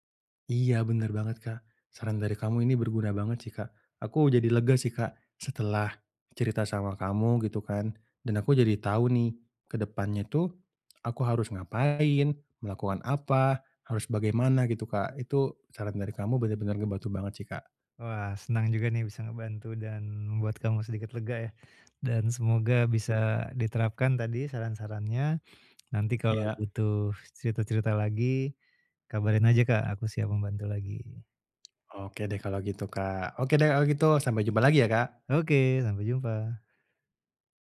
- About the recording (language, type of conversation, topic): Indonesian, advice, Bagaimana cara mengatur anggaran agar bisa melunasi utang lebih cepat?
- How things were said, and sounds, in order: other background noise; tapping